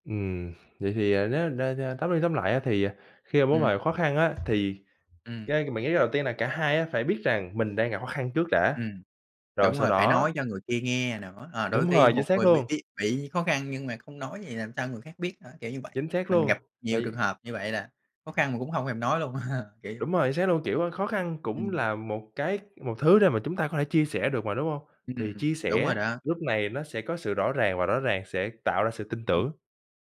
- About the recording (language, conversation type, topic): Vietnamese, unstructured, Theo bạn, điều quan trọng nhất trong một mối quan hệ là gì?
- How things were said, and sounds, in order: unintelligible speech; laugh